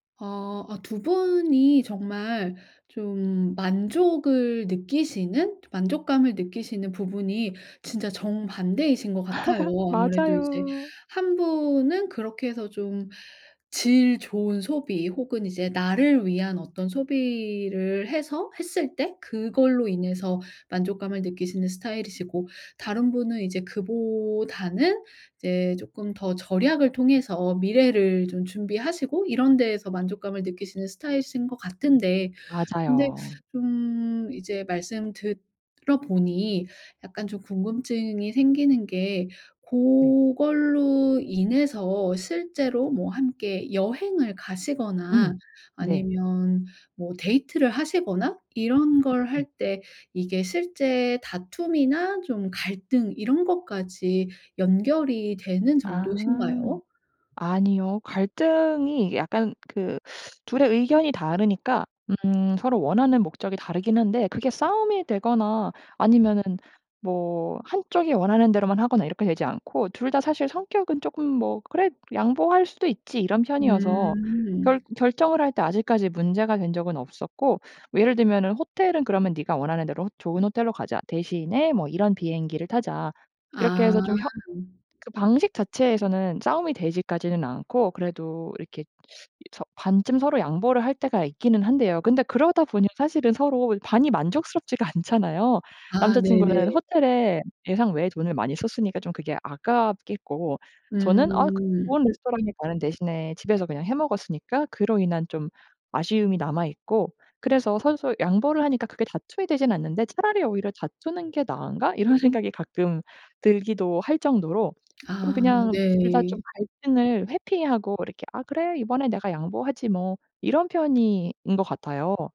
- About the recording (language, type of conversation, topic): Korean, advice, 돈 관리 방식 차이로 인해 다툰 적이 있나요?
- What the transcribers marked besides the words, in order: laugh; teeth sucking; tapping; teeth sucking; other background noise; teeth sucking; laughing while speaking: "않잖아요"